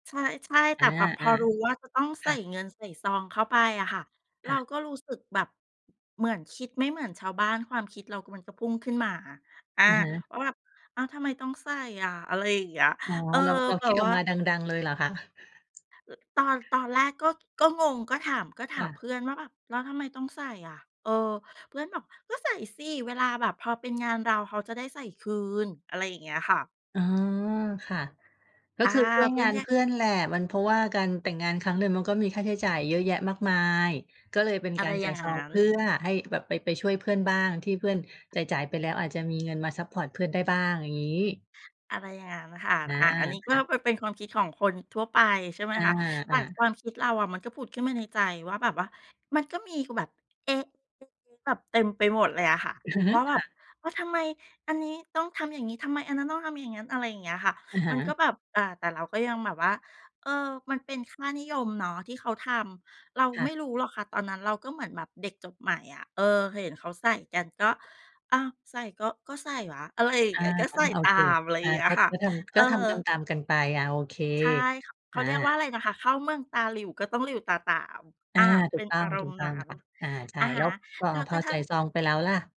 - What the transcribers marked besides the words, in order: chuckle
- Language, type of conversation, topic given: Thai, podcast, เคยรู้สึกแปลกแยกเพราะความแตกต่างทางวัฒนธรรมไหม?